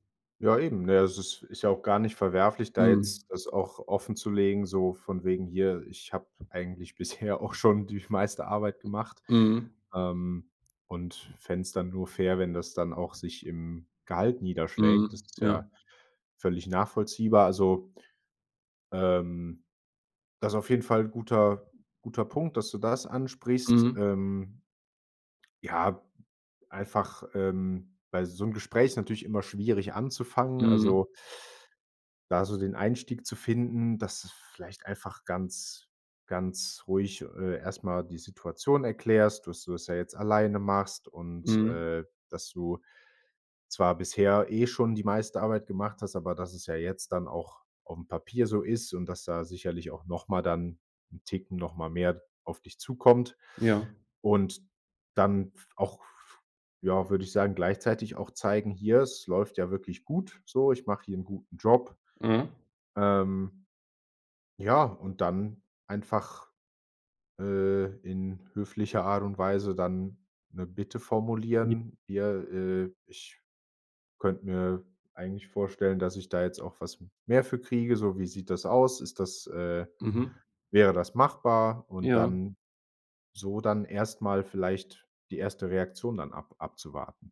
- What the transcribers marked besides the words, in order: none
- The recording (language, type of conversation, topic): German, advice, Wie kann ich mit meinem Chef ein schwieriges Gespräch über mehr Verantwortung oder ein höheres Gehalt führen?